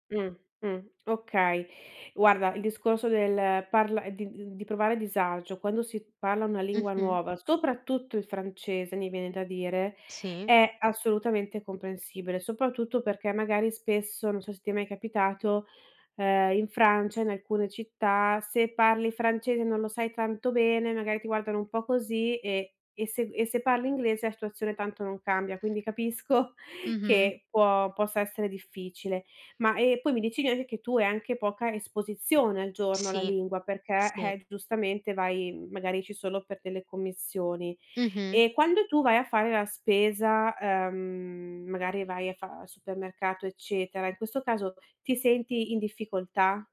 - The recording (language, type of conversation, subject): Italian, advice, Come posso superare le difficoltà nell’imparare e usare ogni giorno la lingua locale?
- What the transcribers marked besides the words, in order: unintelligible speech; other background noise